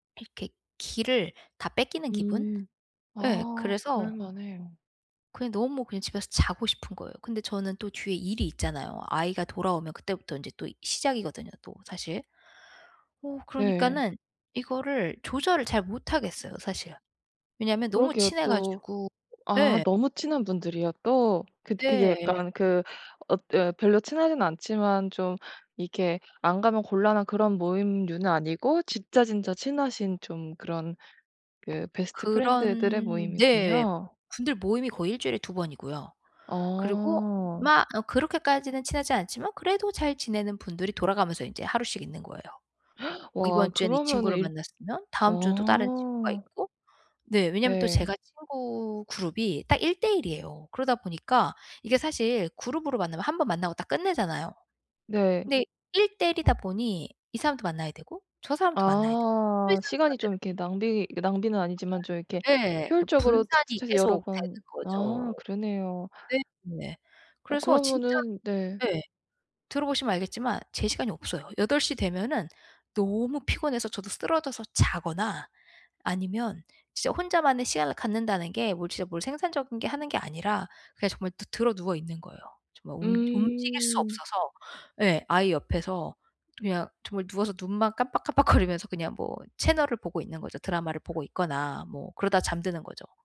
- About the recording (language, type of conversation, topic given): Korean, advice, 일상에서 사교 활동과 혼자만의 시간은 어떻게 균형 있게 조절할 수 있을까요?
- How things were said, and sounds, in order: gasp; tapping; laughing while speaking: "깜빡거리면서"